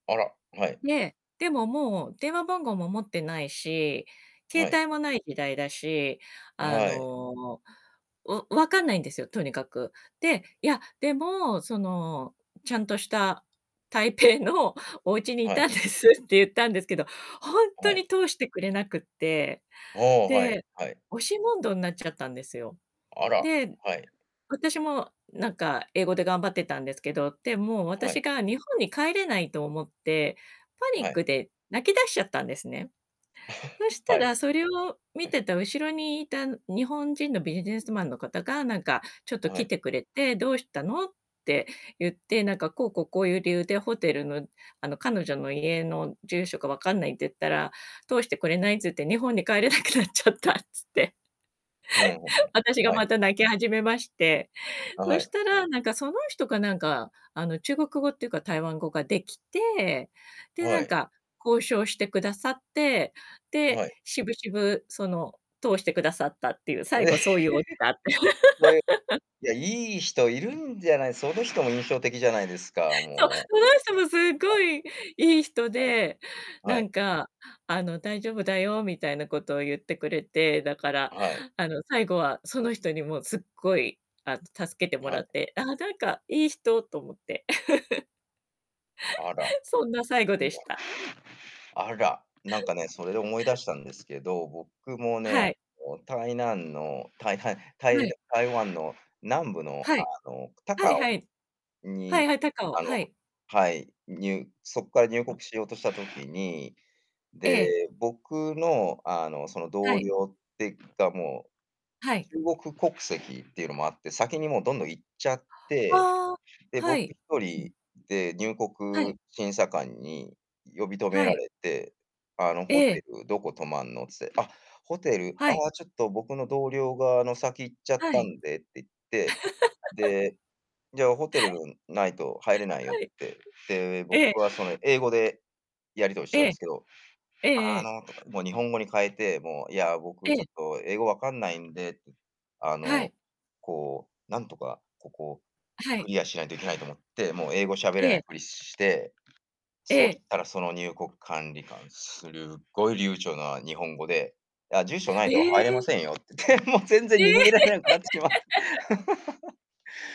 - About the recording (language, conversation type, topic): Japanese, unstructured, 旅先で出会った人の中で、特に印象に残っている人はいますか？
- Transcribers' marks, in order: laughing while speaking: "台北の"; laughing while speaking: "いたんです"; other background noise; chuckle; unintelligible speech; laughing while speaking: "帰れなくなっちゃった"; laugh; chuckle; distorted speech; laugh; joyful: "そう。その人もすごいいい人で"; unintelligible speech; laugh; laugh; "台湾" said as "たいなん"; laugh; tapping; laughing while speaking: "もう全然逃げられなくなってしまった"; laughing while speaking: "ええ"; laugh